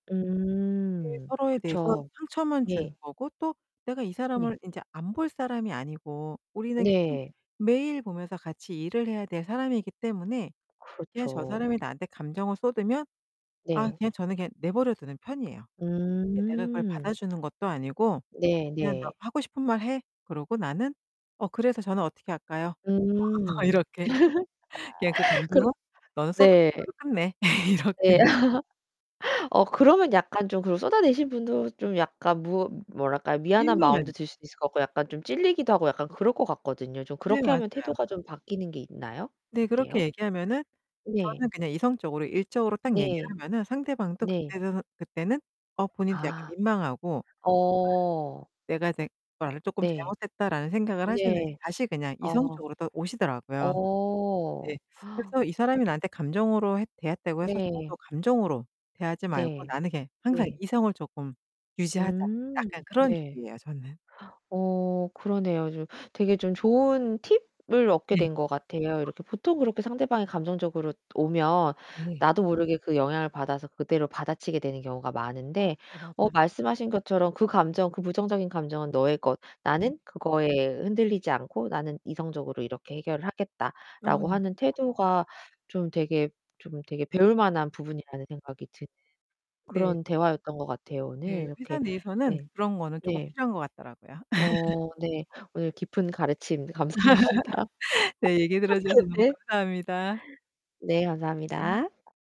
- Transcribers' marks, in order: other background noise; distorted speech; laugh; laughing while speaking: "이렇게"; laugh; laughing while speaking: "이렇게"; laugh; gasp; tapping; gasp; laugh; laugh; laughing while speaking: "네. 얘기 들어주셔서 너무 감사합니다"; laughing while speaking: "감사합니다"; laugh
- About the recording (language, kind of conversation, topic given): Korean, podcast, 피드백을 받을 때 보통 어떻게 대응하시나요?